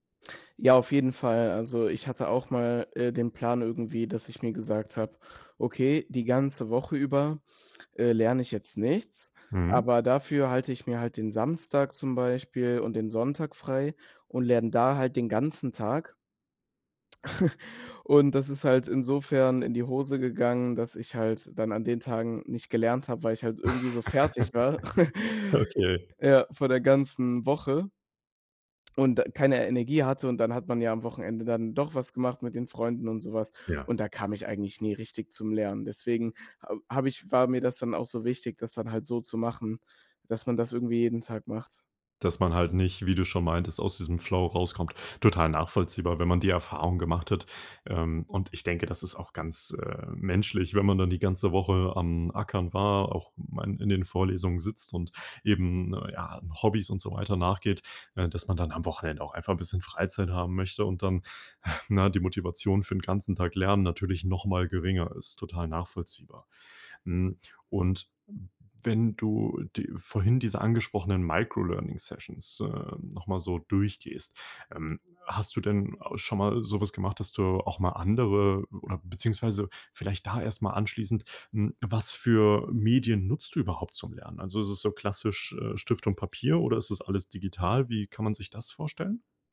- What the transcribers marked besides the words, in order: other background noise; chuckle; laugh; chuckle; sigh; other noise; in English: "Microlearning-Sessions"
- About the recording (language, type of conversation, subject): German, podcast, Wie findest du im Alltag Zeit zum Lernen?